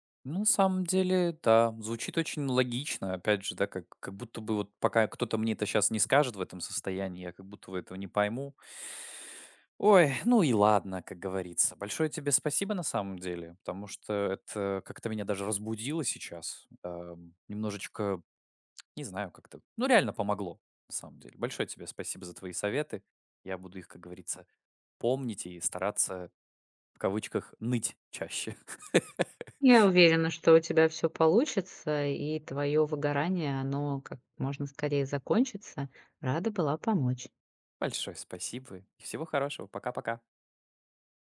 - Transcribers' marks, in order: laugh
- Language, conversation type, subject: Russian, advice, Как вы переживаете эмоциональное выгорание и апатию к своим обязанностям?